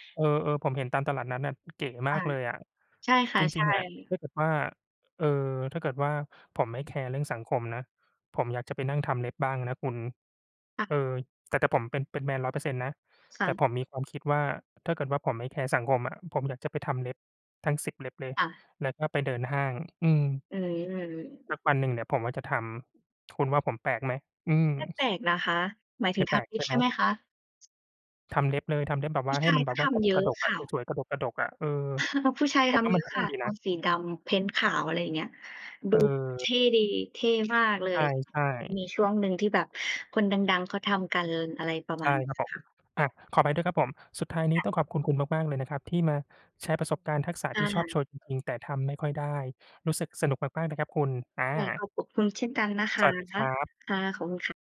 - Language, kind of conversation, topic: Thai, unstructured, มีทักษะอะไรบ้างที่คนชอบอวด แต่จริงๆ แล้วทำไม่ค่อยได้?
- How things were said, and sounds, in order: tapping; chuckle